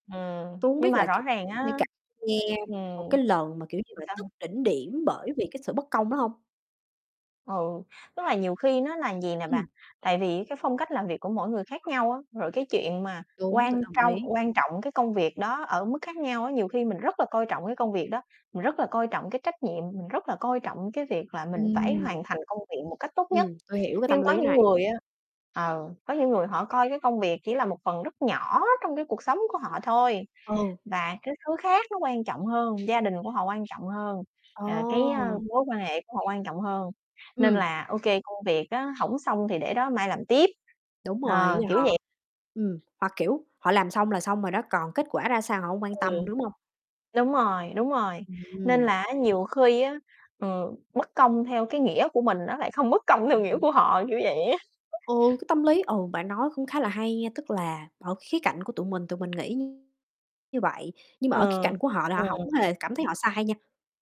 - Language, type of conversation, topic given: Vietnamese, unstructured, Bạn đã bao giờ cảm thấy bị đối xử bất công ở nơi làm việc chưa?
- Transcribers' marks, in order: distorted speech; other background noise; unintelligible speech; tapping; laughing while speaking: "á"